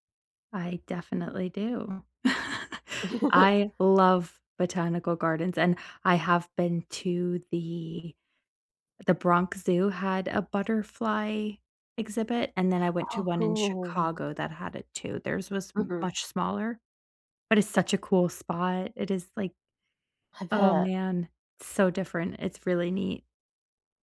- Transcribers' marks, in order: chuckle; stressed: "love"; chuckle; drawn out: "cool"
- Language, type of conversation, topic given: English, unstructured, How can I use nature to improve my mental health?